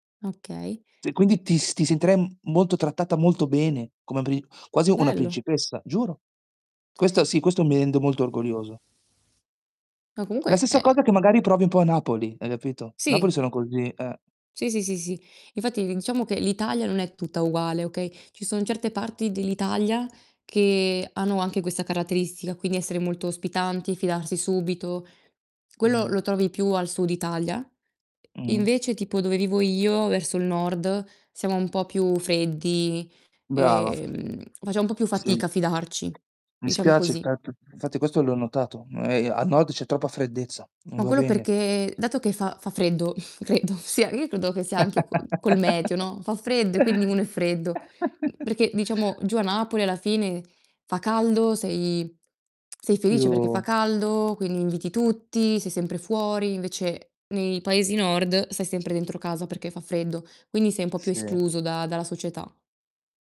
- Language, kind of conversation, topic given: Italian, unstructured, Che cosa ti rende orgoglioso del tuo paese?
- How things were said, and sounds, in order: distorted speech; "Cioè" said as "Ceh"; tapping; other background noise; "diciamo" said as "inciamo"; "infatti" said as "nfatti"; "nord" said as "nod"; chuckle; laughing while speaking: "credo"; chuckle; chuckle; lip smack